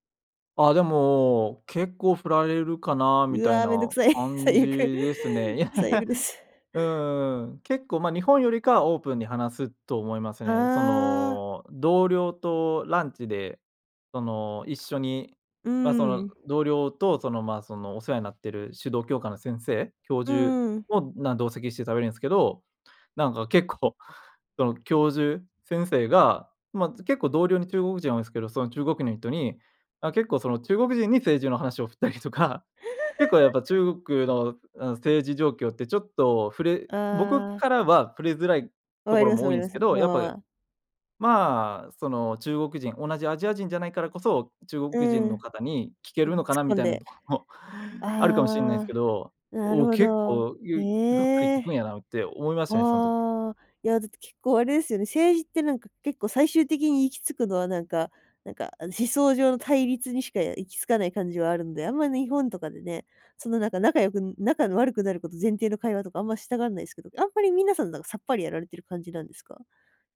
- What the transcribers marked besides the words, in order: chuckle; tapping; chuckle
- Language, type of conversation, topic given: Japanese, podcast, 誰でも気軽に始められる交流のきっかけは何ですか？